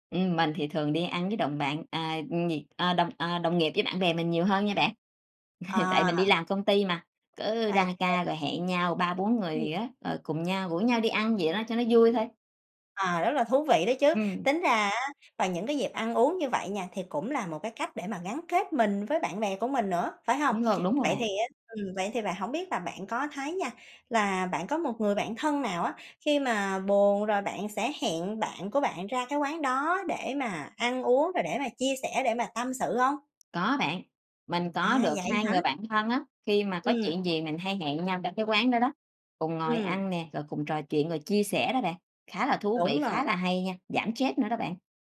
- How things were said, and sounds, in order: laugh
- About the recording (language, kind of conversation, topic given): Vietnamese, podcast, Món ăn đường phố nào khiến bạn nhớ mãi?
- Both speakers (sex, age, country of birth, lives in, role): female, 45-49, Vietnam, Vietnam, guest; female, 55-59, Vietnam, Vietnam, host